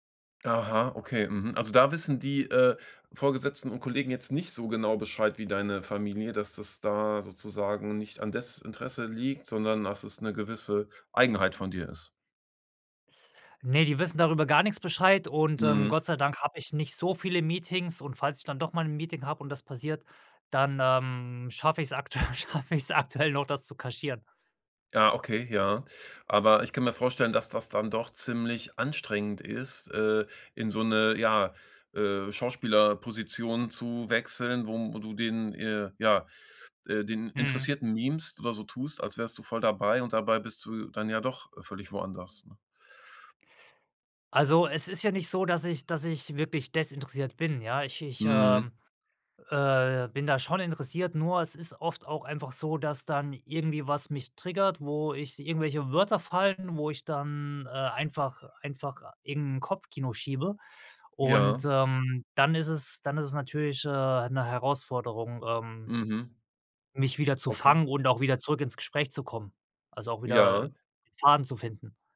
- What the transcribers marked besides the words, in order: laughing while speaking: "aktuell"
- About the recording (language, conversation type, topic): German, podcast, Woran merkst du, dass dich zu viele Informationen überfordern?